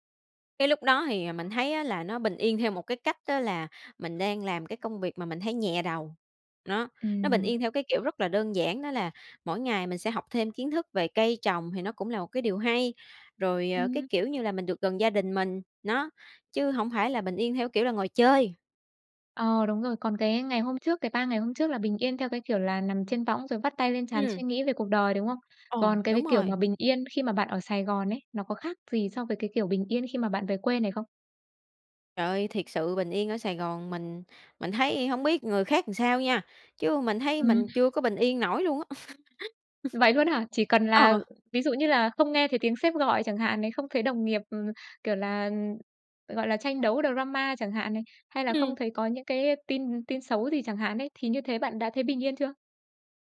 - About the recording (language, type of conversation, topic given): Vietnamese, podcast, Bạn có thể kể về một lần bạn tìm được một nơi yên tĩnh để ngồi lại và suy nghĩ không?
- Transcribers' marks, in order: "làm" said as "ừn"; other background noise; tapping; laugh; in English: "drama"